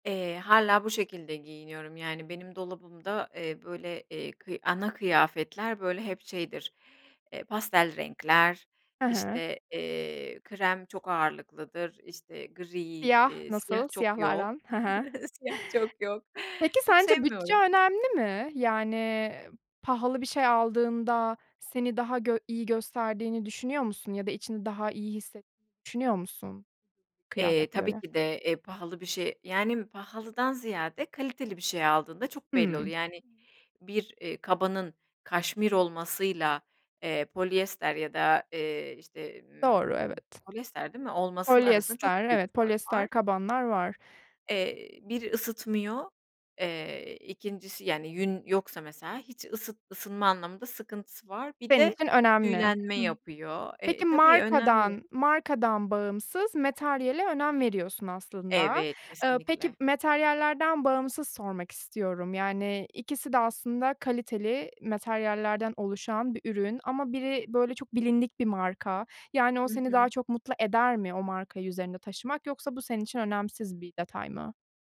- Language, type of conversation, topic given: Turkish, podcast, Kendi stilini bulma sürecin nasıl gelişti?
- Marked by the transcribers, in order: other background noise; chuckle; laughing while speaking: "siyah çok yok"; chuckle; tapping; "materyale" said as "metaryale"; "materyallerden" said as "metaryallerden"; "materyallerden" said as "metaryallerden"